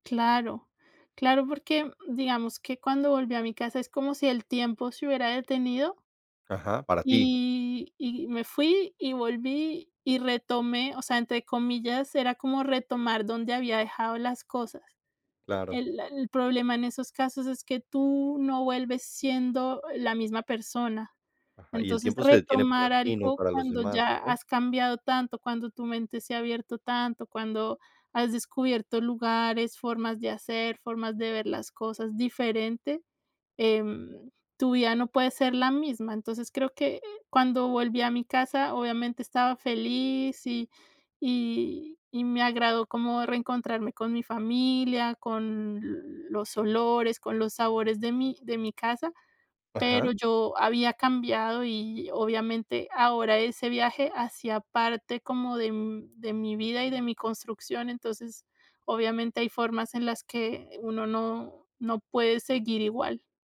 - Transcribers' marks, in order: none
- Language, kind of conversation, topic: Spanish, podcast, ¿Qué aprendiste de ti mismo al viajar solo?